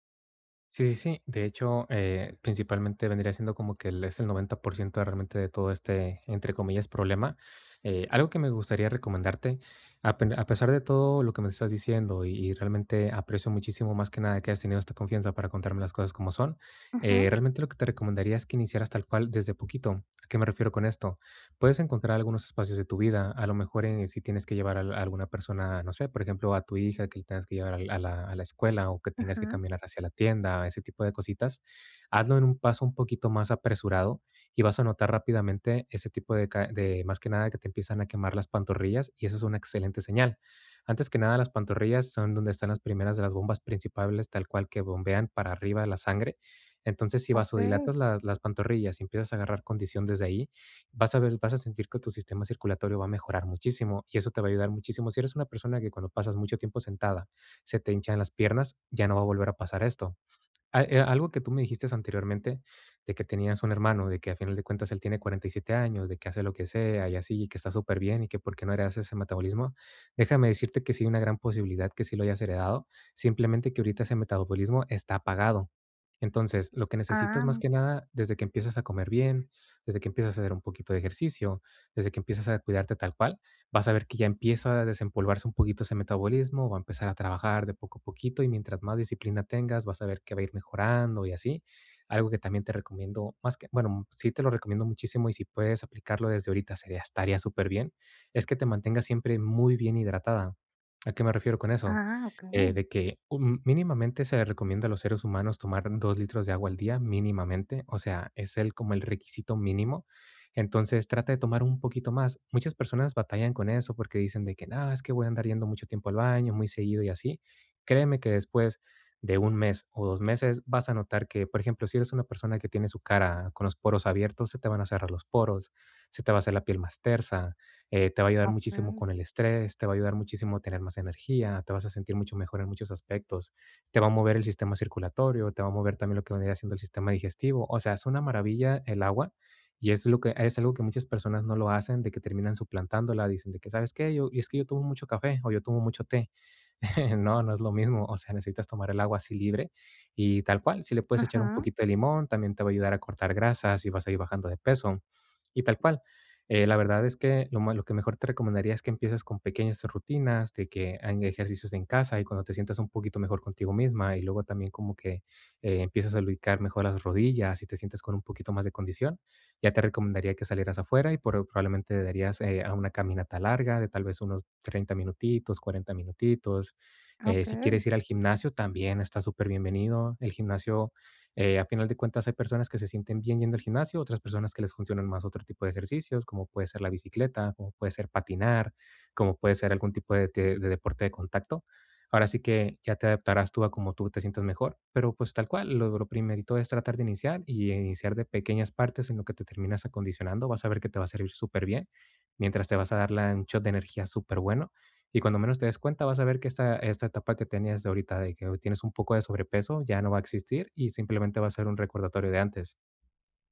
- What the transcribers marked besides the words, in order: "principales" said as "principables"; "dijiste" said as "dijistes"; other background noise; chuckle
- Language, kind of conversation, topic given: Spanish, advice, ¿Cómo puedo recuperar la disciplina con pasos pequeños y sostenibles?